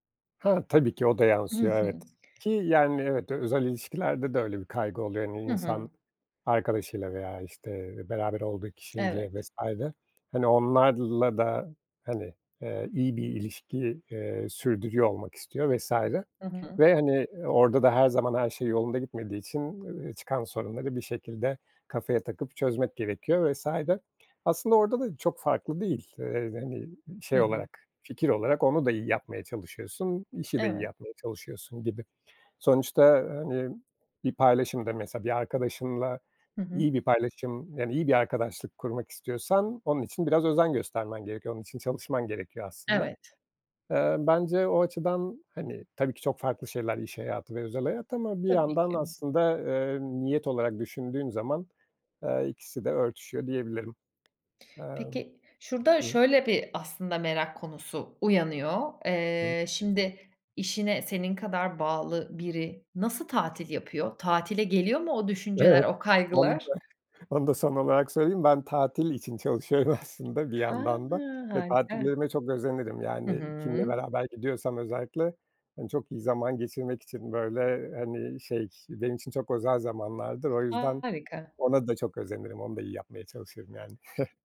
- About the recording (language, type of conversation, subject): Turkish, podcast, İş-yaşam dengesini korumak için neler yapıyorsun?
- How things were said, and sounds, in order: other background noise; tapping; laughing while speaking: "Evet, onu da onu da son olarak"; laughing while speaking: "aslında"; chuckle